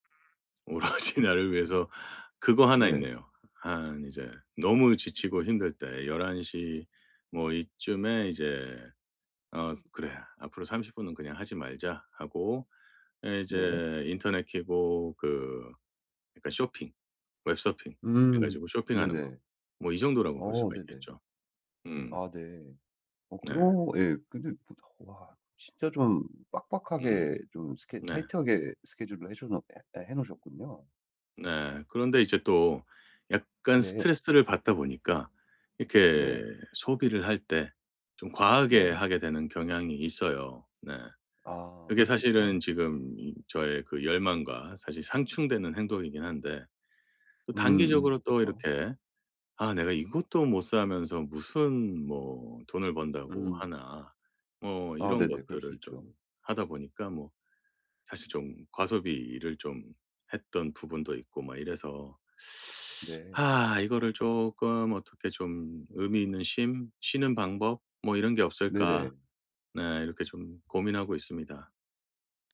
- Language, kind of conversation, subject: Korean, advice, 큰 목표를 추구하는 과정에서 야망과 인내의 균형을 어떻게 잡을 수 있을까요?
- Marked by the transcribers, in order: other background noise; laughing while speaking: "오로지"; tapping; in English: "타이트하게"